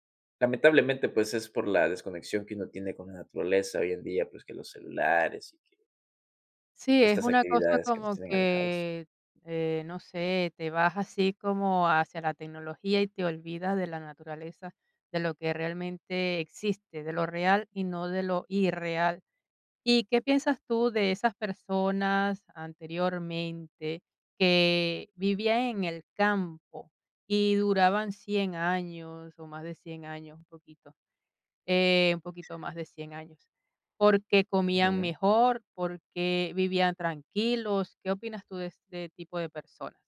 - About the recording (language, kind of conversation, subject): Spanish, podcast, ¿Por qué reconectar con la naturaleza mejora la salud mental?
- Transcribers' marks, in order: none